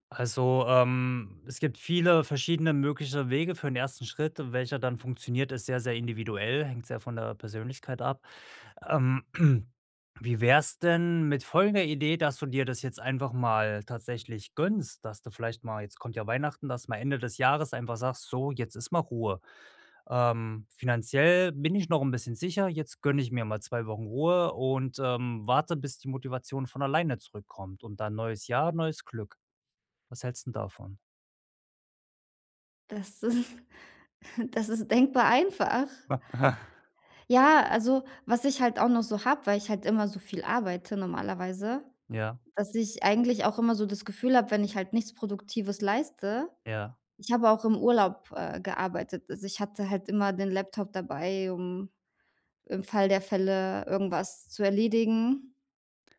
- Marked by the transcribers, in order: other background noise; throat clearing; laughing while speaking: "ist"; chuckle; chuckle
- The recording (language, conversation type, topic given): German, advice, Wie kann ich nach Rückschlägen schneller wieder aufstehen und weitermachen?